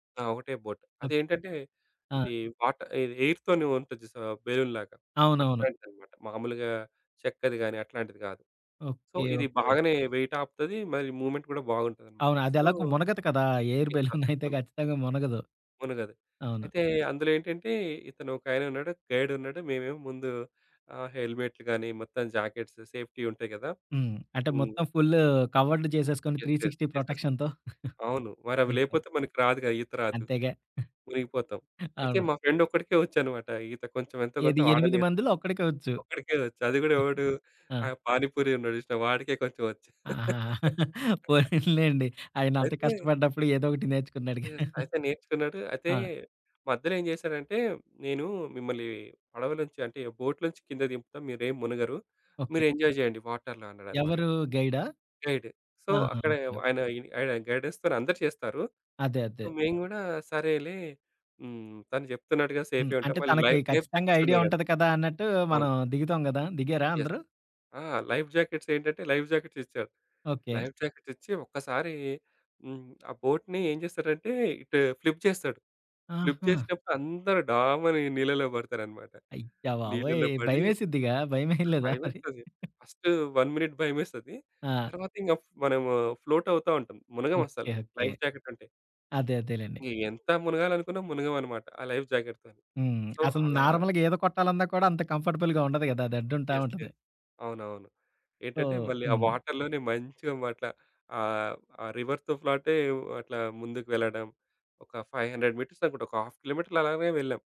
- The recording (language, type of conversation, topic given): Telugu, podcast, రేడియో వినడం, స్నేహితులతో పక్కాగా సమయం గడపడం, లేక సామాజిక మాధ్యమాల్లో ఉండడం—మీకేం ఎక్కువగా ఆకర్షిస్తుంది?
- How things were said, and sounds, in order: in English: "బోట్"; in English: "ఎయిర్‌తోనే"; in English: "బెలూన్‌లాగా"; in English: "సో"; other background noise; in English: "వెయిట్"; in English: "మూమెంట్"; in English: "సో"; giggle; in English: "ఎయిర్‌బెలూన్"; in English: "గైడ్"; in English: "జాకెట్స్ సేఫ్‌టి"; in English: "ఫుల్ కవర్డ్"; in English: "యెస్. యెస్. యెస్. యెస్"; in English: "త్రీసిక్స్టీ ప్రొటెక్షన్‌తో"; giggle; in English: "ఫ్రెండ్"; chuckle; chuckle; in English: "యెస్"; chuckle; in English: "బోట్"; in English: "ఎంజాయ్"; in English: "వాటర్‌లో"; in English: "గైడ్. సో"; in English: "గైడెన్స్‌తోనే"; in English: "సో"; in English: "లైఫ్‌జాకెట్స్"; in English: "యెస్"; in English: "లైఫ్‌జాకెట్స్"; in English: "లైఫ్‌జాకెట్స్"; in English: "లైఫ్‌జాకెట్స్"; in English: "బోట్‌ని"; in English: "ఫ్లిప్"; in English: "ప్లిప్"; in English: "ఫస్ట్ వన్ మినిట్"; giggle; in English: "ఫ్లోట్"; in English: "లైఫ్‌జాకెట్"; in English: "లైఫ్‌జాకెట్‌తోని. సో"; in English: "నార్మల్‌గా"; in English: "కంఫట్‌బుల్‌గా"; in English: "యెస్. యెస్"; in English: "సో"; in English: "వాటర్‌లోనే"; in English: "ఫైవ్ హండ్రెడ్ మీటర్స్"; in English: "హాఫ్"